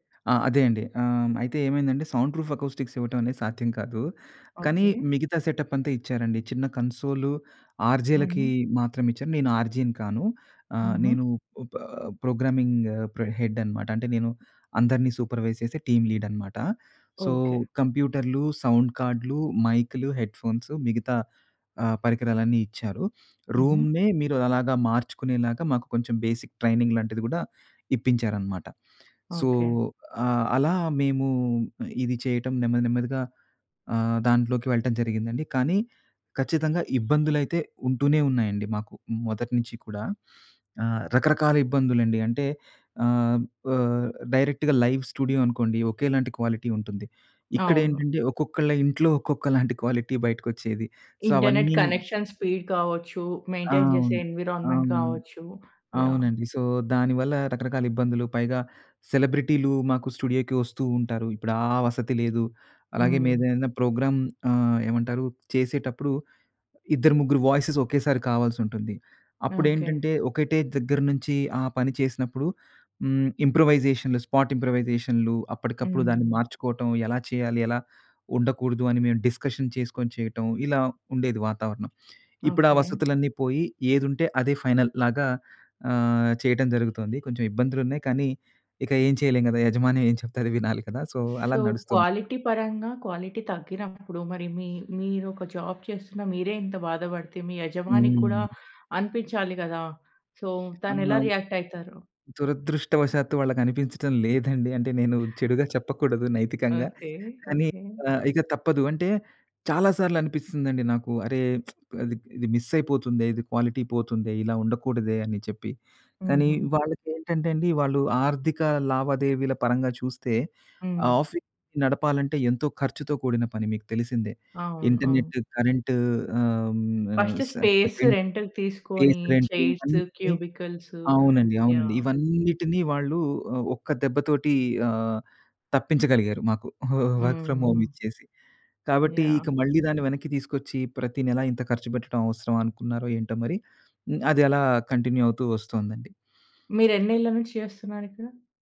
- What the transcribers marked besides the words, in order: in English: "సౌండ్ ప్రూఫ్ అకౌ‌స్టిక్స్"; in English: "సెటప్"; in English: "కన్సోల్ ఆర్జే‌లకి"; in English: "ఆర్జే‌ని"; in English: "ప్రోగ్రామింగ్"; in English: "హెడ్"; in English: "సూపర్వైస్"; in English: "టీమ్ లీడ్"; in English: "సో"; in English: "సౌండ్"; in English: "హెడ్‌ఫోన్స్"; in English: "రూమ్‌నే"; in English: "బేసిక్ ట్రైనింగ్"; in English: "సో"; in English: "డైరెక్ట్‌గా లైవ్ స్టూడియో"; in English: "క్వాలిటీ"; in English: "క్వాలిటీ"; in English: "సో"; in English: "ఇంటర్నెట్ కనెక్ష‌న్, స్పీడ్"; in English: "మెయింటైన్"; in English: "ఎన్విరాన్మెంట్"; in English: "సో"; in English: "స్టూడియోకి"; in English: "ప్రోగ్రాం"; in English: "వాయిసెస్"; in English: "స్పాట్"; in English: "డిస్కషన్"; in English: "ఫైనల్"; in English: "సో"; in English: "సో, క్వాలిటీ"; in English: "క్వాలిటీ"; in English: "జాబ్"; in English: "సో"; other background noise; in English: "రియాక్ట్"; tsk; in English: "మిస్"; in English: "క్వాలిటీ"; in English: "ఆఫీస్"; in English: "ఇంటర్నెట్, కరెంట్"; in English: "ఫస్ట్ స్పేస్ రెంట్‌కి"; in English: "రెంట్ ఫేస్ రెంట్"; in English: "చైర్స్ , క్యూబికల్స్"; in English: "వర్క్ ఫ్రామ్ హోమ్"; in English: "కంటిన్యూ"
- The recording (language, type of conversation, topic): Telugu, podcast, రిమోట్ వర్క్‌కు మీరు ఎలా అలవాటుపడ్డారు, దానికి మీ సూచనలు ఏమిటి?